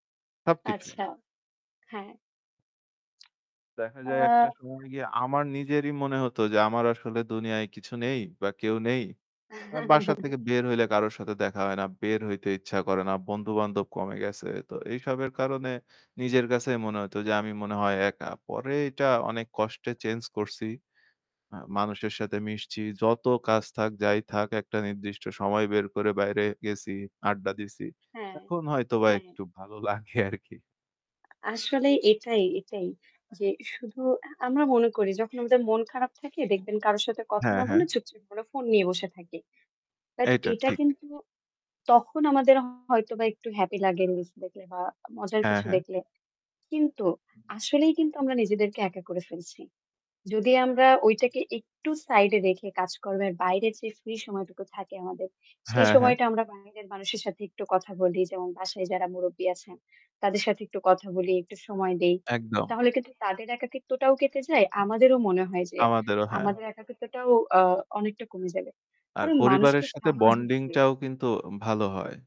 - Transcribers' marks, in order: distorted speech; giggle; other noise; laughing while speaking: "লাগে আরকি"
- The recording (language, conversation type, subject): Bengali, unstructured, আপনি কি মনে করেন প্রযুক্তি বয়স্কদের জীবনে একাকীত্ব বাড়াচ্ছে?